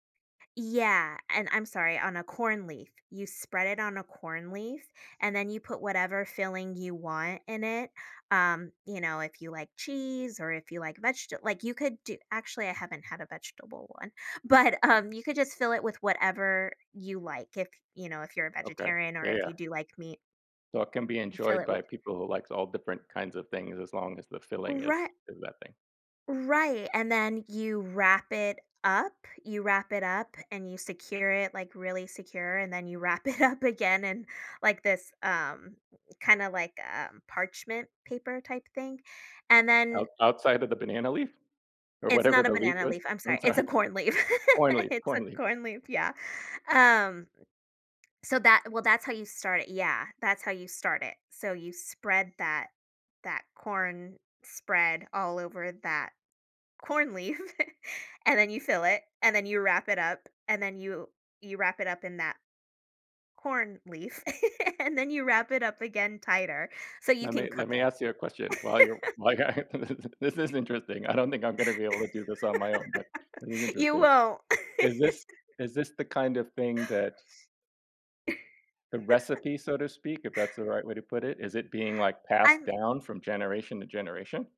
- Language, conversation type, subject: English, unstructured, How do family or cultural traditions shape your sense of belonging?
- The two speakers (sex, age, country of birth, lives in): female, 40-44, United States, United States; male, 55-59, United States, United States
- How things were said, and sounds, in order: other background noise; laughing while speaking: "But"; laughing while speaking: "up"; laughing while speaking: "sorry"; laugh; chuckle; giggle; laugh; unintelligible speech; chuckle; laughing while speaking: "this is interesting. I don't think I'm gonna be able to do"; laugh; laugh; chuckle